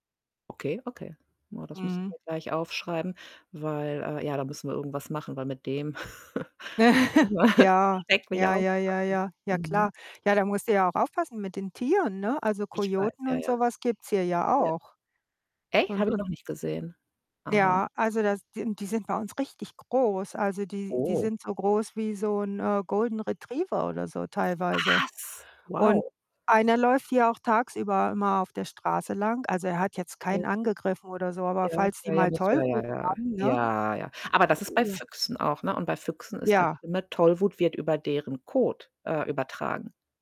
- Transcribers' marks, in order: distorted speech; chuckle; unintelligible speech; surprised: "Was?"; stressed: "Ja"
- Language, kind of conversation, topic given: German, unstructured, Was überrascht dich an der Tierwelt in deiner Gegend am meisten?